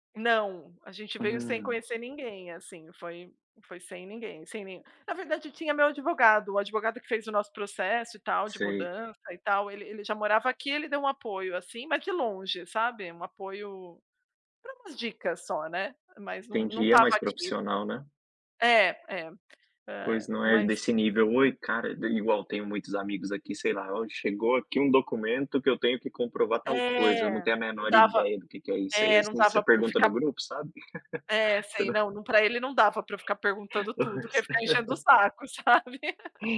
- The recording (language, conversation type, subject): Portuguese, unstructured, O que você aprendeu com os seus maiores desafios?
- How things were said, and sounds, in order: tapping; laugh; laughing while speaking: "Pois"; laughing while speaking: "sabe"